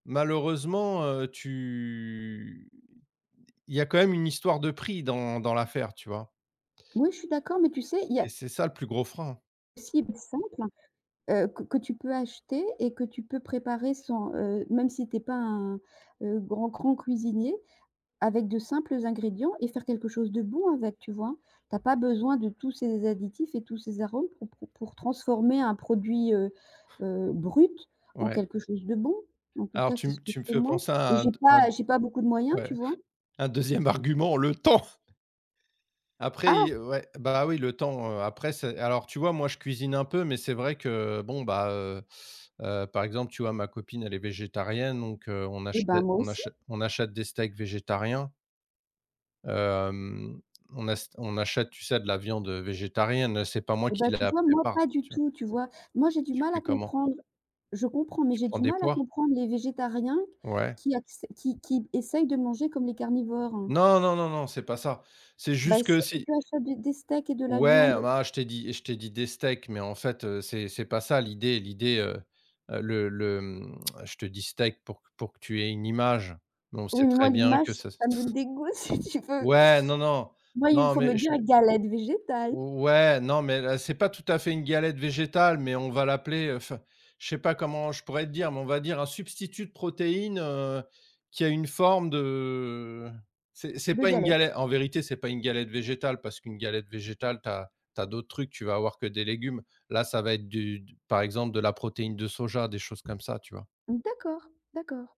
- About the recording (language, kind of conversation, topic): French, unstructured, Que penses-tu des aliments ultra-transformés dans nos supermarchés ?
- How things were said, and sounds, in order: drawn out: "tu"; laughing while speaking: "deuxième argument"; stressed: "temps"; tapping; other background noise; tsk; laughing while speaking: "si tu veux"; drawn out: "de"